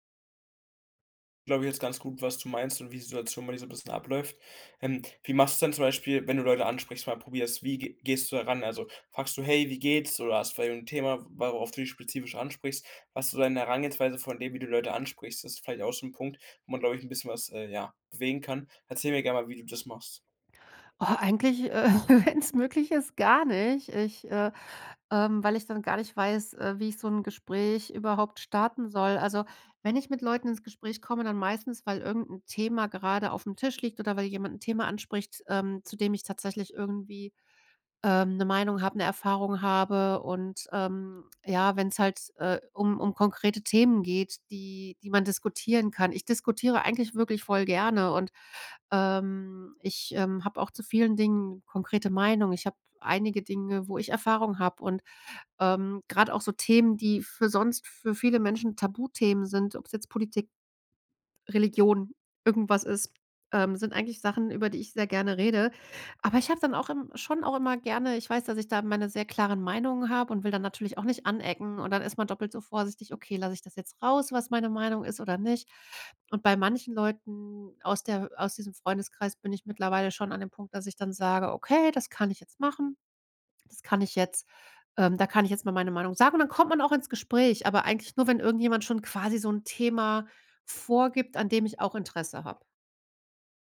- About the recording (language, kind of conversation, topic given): German, advice, Warum fühle ich mich auf Partys und Feiern oft ausgeschlossen?
- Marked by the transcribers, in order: laughing while speaking: "äh, wenn's"